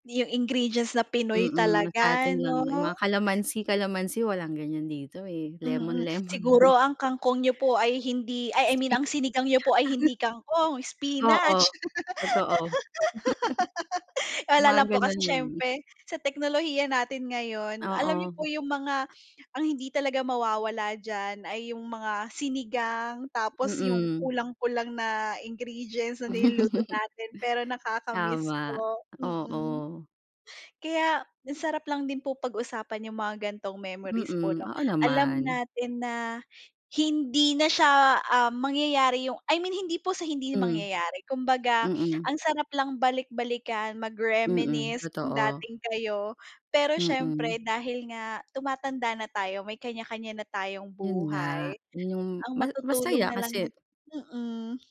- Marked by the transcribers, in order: chuckle; laugh; laugh
- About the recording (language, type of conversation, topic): Filipino, unstructured, Ano ang pinaka-memorable mong kainan kasama ang pamilya?